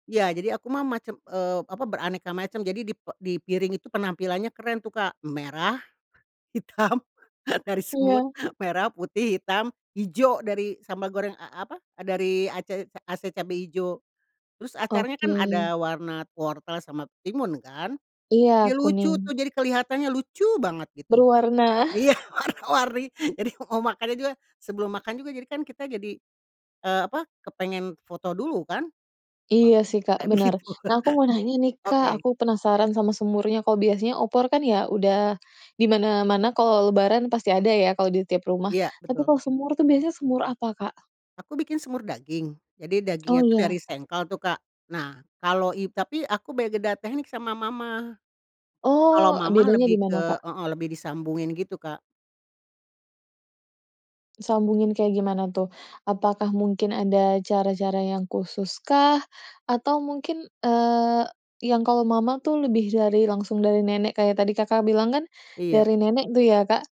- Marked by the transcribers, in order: laughing while speaking: "hitam"; stressed: "lucu"; laughing while speaking: "Iya, warna-warni. Jadi mau makannya"; chuckle; laughing while speaking: "Katanya begitu"; other background noise; tapping
- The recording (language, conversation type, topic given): Indonesian, podcast, Ceritakan hidangan apa yang selalu ada di perayaan keluargamu?